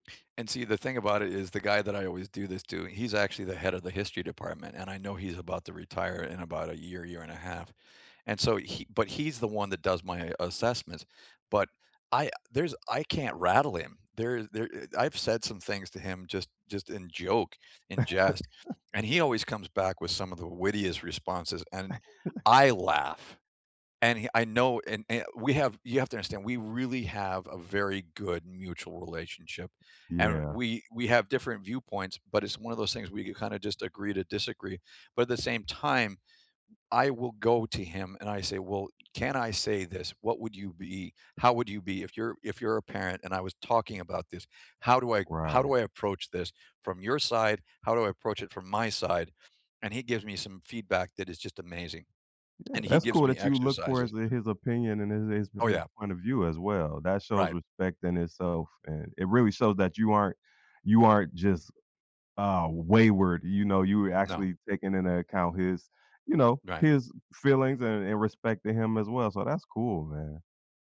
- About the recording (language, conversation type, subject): English, unstructured, What is your take on workplace bullying?
- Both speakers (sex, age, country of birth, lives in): male, 50-54, United States, United States; male, 50-54, United States, United States
- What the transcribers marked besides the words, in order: chuckle; chuckle